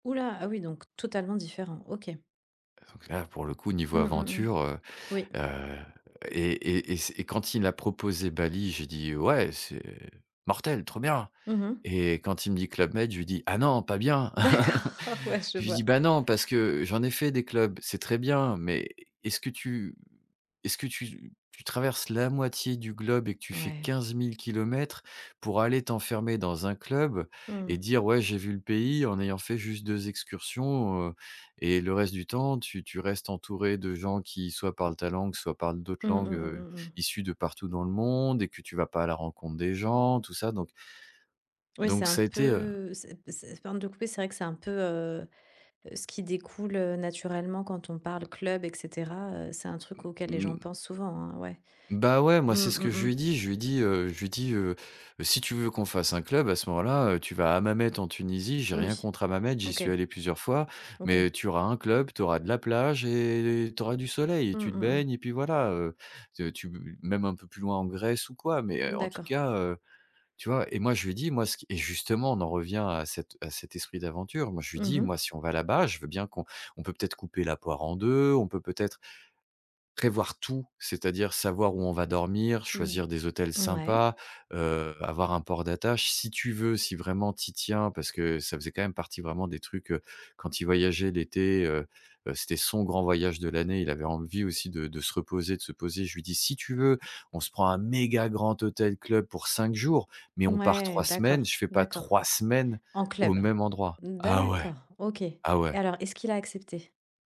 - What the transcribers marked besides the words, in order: stressed: "mortel"; laugh; laughing while speaking: "D'accord, oh, ouais"; stressed: "son"; tapping; stressed: "méga"; stressed: "trois semaines"
- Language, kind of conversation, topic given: French, podcast, Qu'est-ce qui te pousse à partir à l'aventure ?